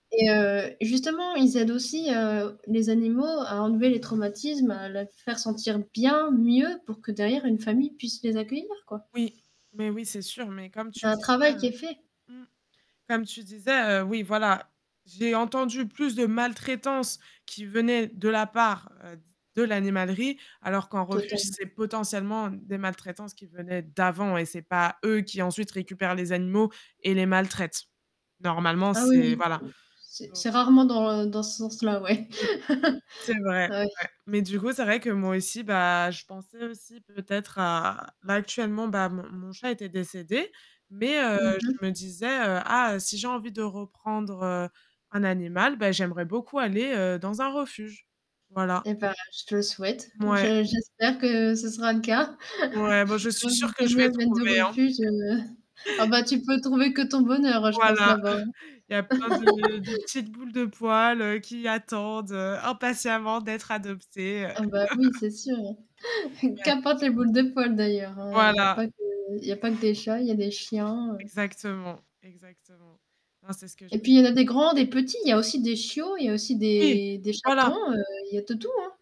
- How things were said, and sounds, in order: static; other background noise; distorted speech; stressed: "d'avant"; tapping; laugh; chuckle; laugh; chuckle; laugh; chuckle
- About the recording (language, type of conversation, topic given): French, unstructured, Quels arguments peut-on utiliser pour convaincre quelqu’un d’adopter un animal dans un refuge ?
- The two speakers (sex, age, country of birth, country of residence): female, 25-29, France, France; female, 30-34, France, France